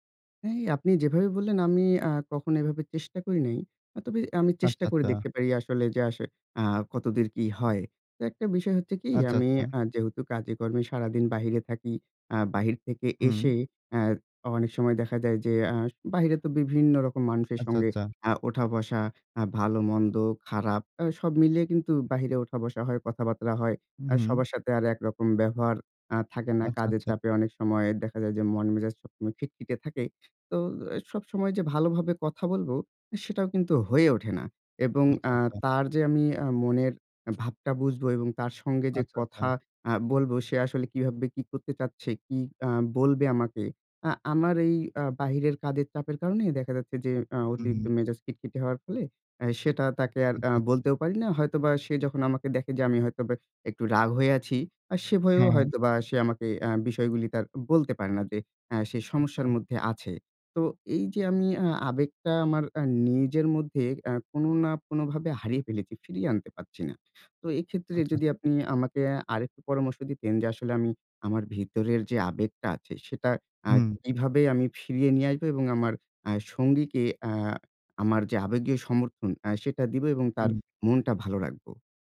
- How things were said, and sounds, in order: tapping; "কতদূর" said as "কতদির"; other background noise
- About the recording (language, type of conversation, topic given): Bengali, advice, কঠিন সময়ে আমি কীভাবে আমার সঙ্গীকে আবেগীয় সমর্থন দিতে পারি?